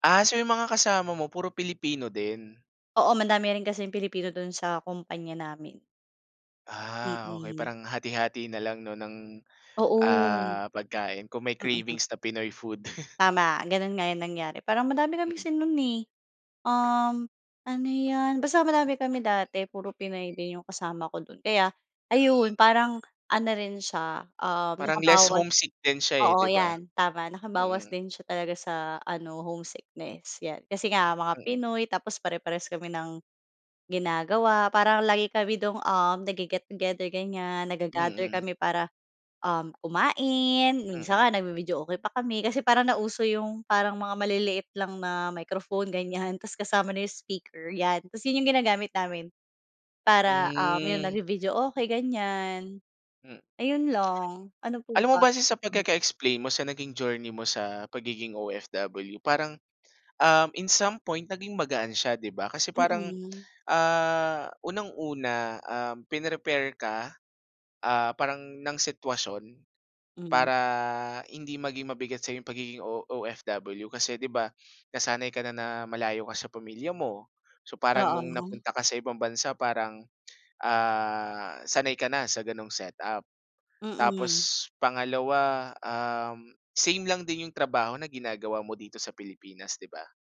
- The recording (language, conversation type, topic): Filipino, podcast, Ano ang mga tinitimbang mo kapag pinag-iisipan mong manirahan sa ibang bansa?
- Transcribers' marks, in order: laugh; in English: "less homesick"; in English: "nagge-get together"; in English: "nagga-gather"; in English: "pagkaka-explain"; in English: "in some point"; in English: "pin-prepare"